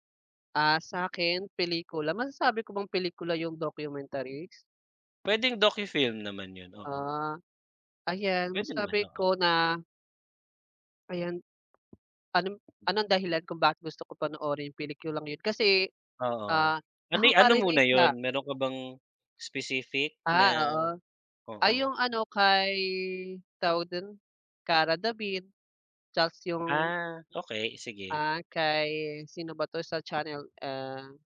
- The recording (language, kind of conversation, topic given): Filipino, unstructured, Anong pelikula ang palagi mong gustong balikan?
- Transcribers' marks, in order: tapping